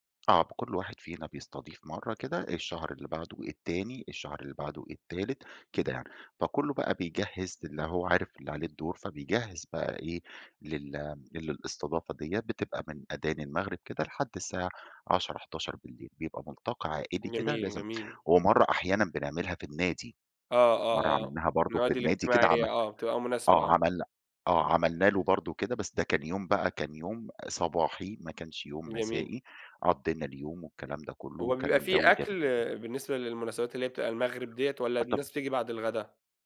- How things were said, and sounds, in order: unintelligible speech; other background noise
- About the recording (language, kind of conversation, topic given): Arabic, podcast, إزاي بتحتفلوا بالمناسبات التقليدية عندكم؟